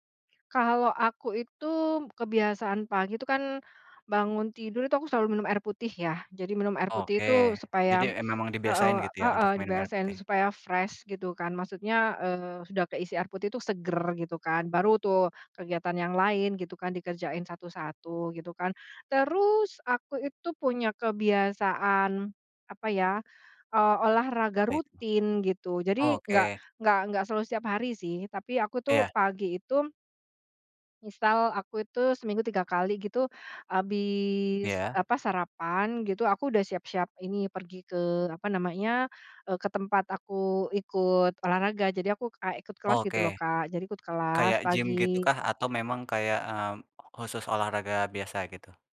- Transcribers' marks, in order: in English: "fresh"; other background noise
- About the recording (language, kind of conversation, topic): Indonesian, podcast, Bagaimana kamu memulai hari agar tetap produktif saat di rumah?